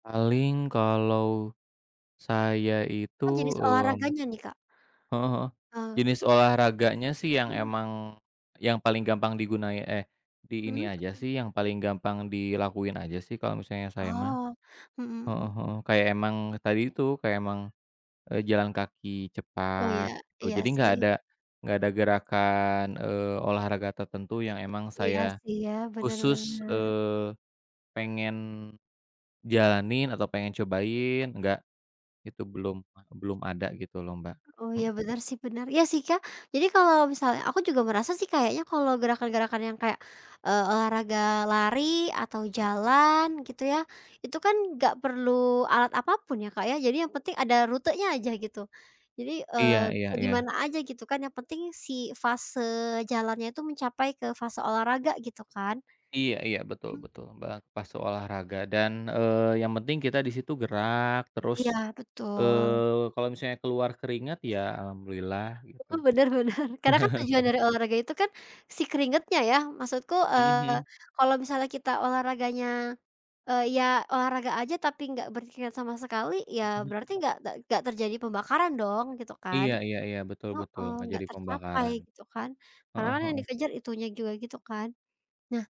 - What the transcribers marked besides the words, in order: tapping; other background noise; laughing while speaking: "bener"; chuckle
- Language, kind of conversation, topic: Indonesian, unstructured, Apakah kamu setuju bahwa olahraga harus menjadi prioritas setiap hari?